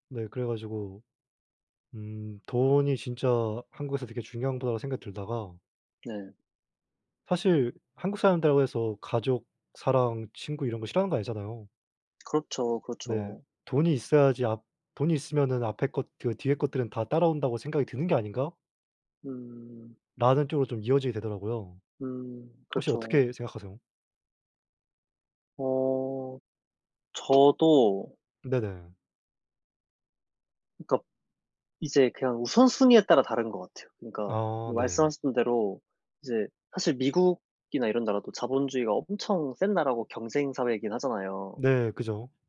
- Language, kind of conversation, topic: Korean, unstructured, 돈과 행복은 어떤 관계가 있다고 생각하나요?
- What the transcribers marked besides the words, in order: other background noise; tapping